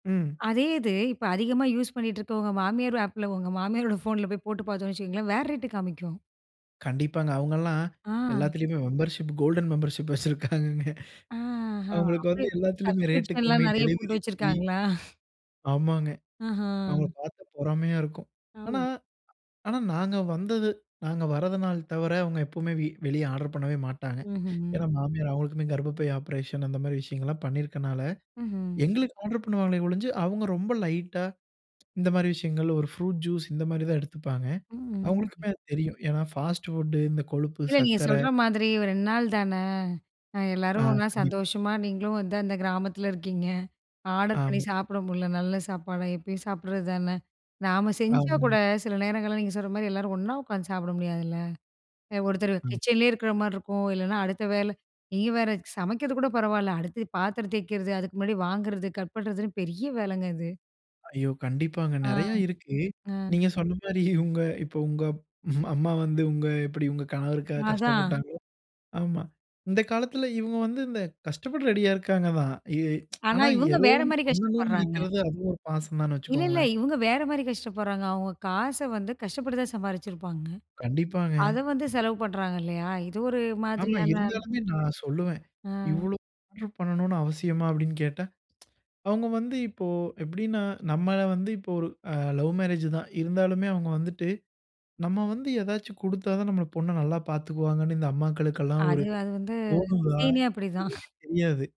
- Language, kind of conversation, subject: Tamil, podcast, உணவு டெலிவரி சேவைகள் உங்கள் நாள் திட்டத்தை எப்படி பாதித்தன?
- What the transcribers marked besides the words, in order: in English: "யூஸ்"; in English: "ஆப்ல"; laughing while speaking: "மெம்பர்ஷிப் கோல்டன் மெம்பர்ஷிப் வச்சிருக்காங்கங்க"; in English: "மெம்பர்ஷிப் கோல்டன் மெம்பர்ஷிப்"; other background noise; in English: "சப்ஸ்கிரிப்ஷன்லாம்"; in English: "டெலிவரி ஃப்ரீ"; chuckle; unintelligible speech; "வராதநாள்" said as "வரதுனால்"; in English: "லைட்டா"; in English: "ப்ரூட் ஜூஸ்"; in English: "பாஸ்ட் ஃபுட்"; other noise; tsk; unintelligible speech; tsk; in English: "லவ் மேரேஜ்"; in English: "டிசைனே"; chuckle; unintelligible speech